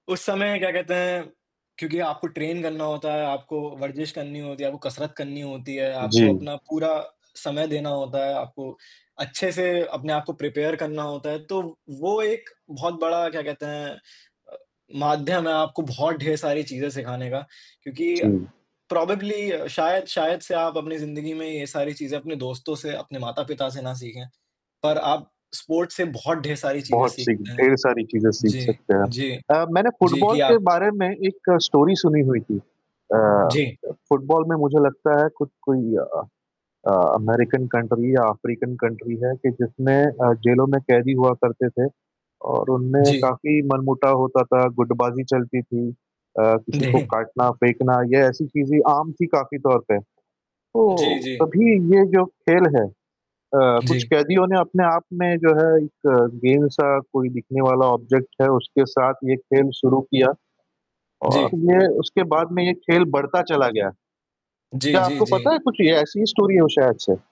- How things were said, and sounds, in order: static; in English: "ट्रेन"; in English: "प्रिपेयर"; in English: "प्रोबेबली"; in English: "स्पोर्ट्स"; in English: "स्टोरी"; in English: "कंट्री"; in English: "कंट्री"; unintelligible speech; in English: "ऑब्जेक्ट"; in English: "स्टोरी"
- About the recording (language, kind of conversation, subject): Hindi, unstructured, आपके लिए सबसे खास खेल कौन से हैं और क्यों?